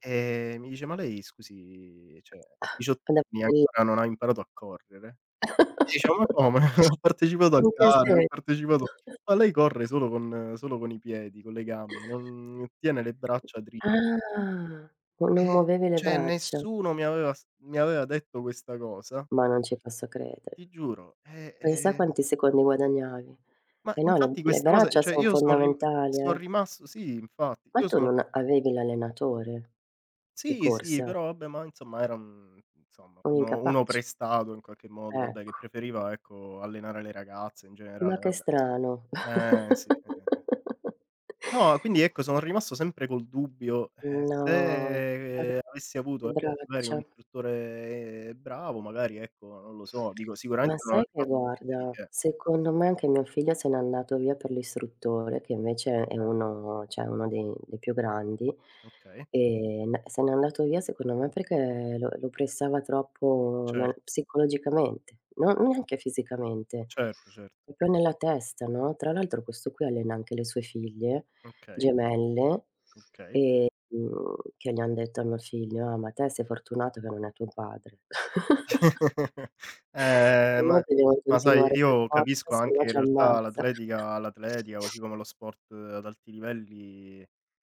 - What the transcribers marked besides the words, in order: tapping; "cioè" said as "ceh"; exhale; unintelligible speech; chuckle; laughing while speaking: "come? Ho"; chuckle; other background noise; drawn out: "Ah"; "cioè" said as "ceh"; "cioè" said as "ceh"; "vabbè" said as "abbè"; "vabbè" said as "abbè"; "insom" said as "nsom"; chuckle; drawn out: "No"; drawn out: "se"; drawn out: "istruttore"; "cioè" said as "ceh"; "proprio" said as "propo"; chuckle
- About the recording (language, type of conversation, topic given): Italian, unstructured, Qual è l’attività fisica ideale per te per rimanere in forma?